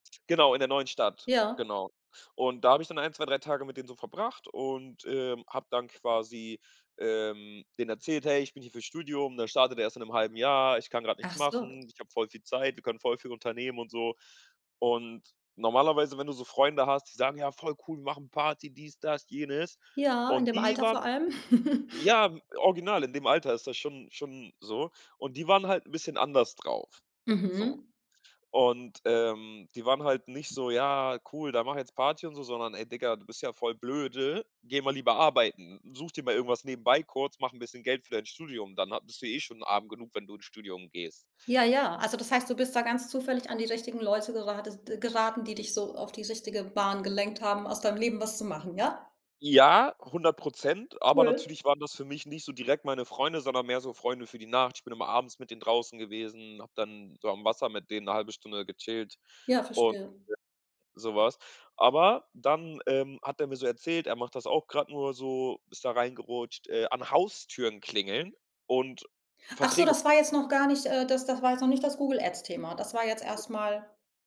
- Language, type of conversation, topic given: German, podcast, Wie bist du zu deinem Beruf gekommen?
- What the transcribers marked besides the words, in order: stressed: "die"; laugh; other background noise; unintelligible speech; stressed: "Haustüren"